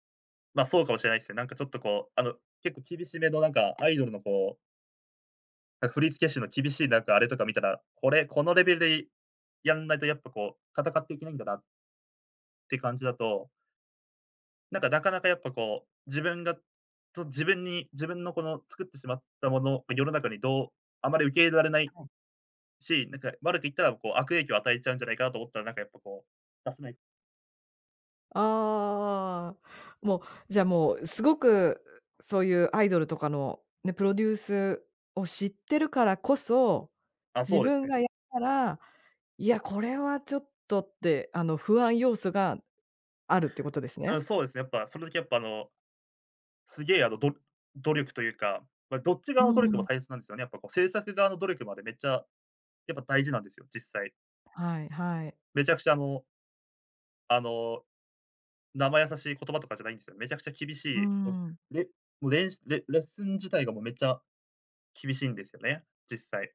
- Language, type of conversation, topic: Japanese, podcast, 好きなことを仕事にすべきだと思いますか？
- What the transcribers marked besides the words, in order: tapping; other background noise